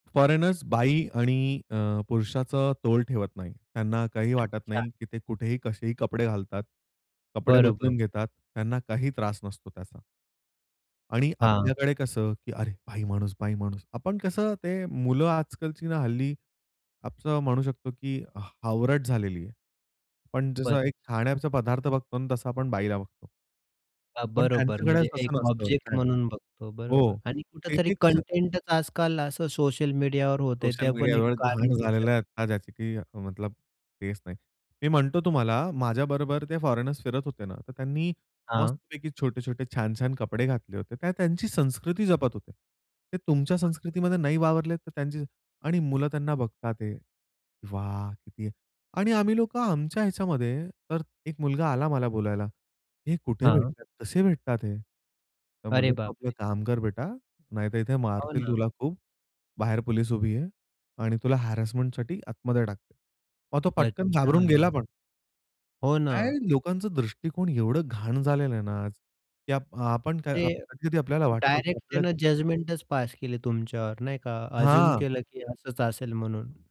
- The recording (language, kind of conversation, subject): Marathi, podcast, गेल्या प्रवासातली सर्वात मजेशीर घटना कोणती होती?
- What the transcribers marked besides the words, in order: other background noise; put-on voice: "अरे बाई माणूस, बाई माणूस"; in English: "ऑब्जेक्ट"; in English: "हॅरेसमेंटसाठी"; in English: "जजमेंटच"; in English: "अझ्युम"